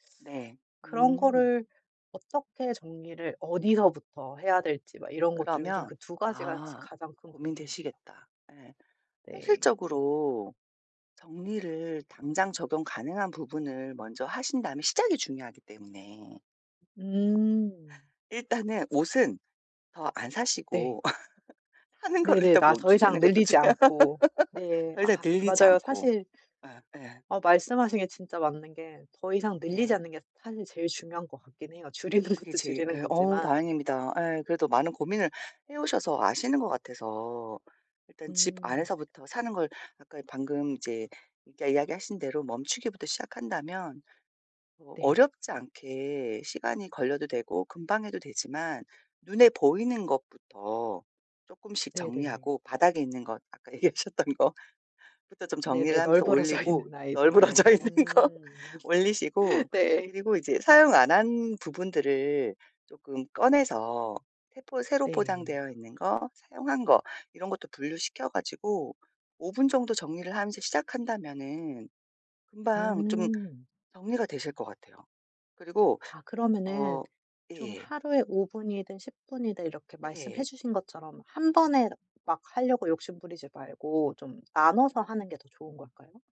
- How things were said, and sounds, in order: other background noise; tapping; laugh; laughing while speaking: "사는 걸 일단 멈추시는 것도 중요"; laugh; laughing while speaking: "줄이는"; laughing while speaking: "얘기하셨던 거"; laughing while speaking: "널브러져"; laughing while speaking: "널브러져 있는 거"; laugh
- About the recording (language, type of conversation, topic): Korean, advice, 집안 소지품을 효과적으로 줄이는 방법은 무엇인가요?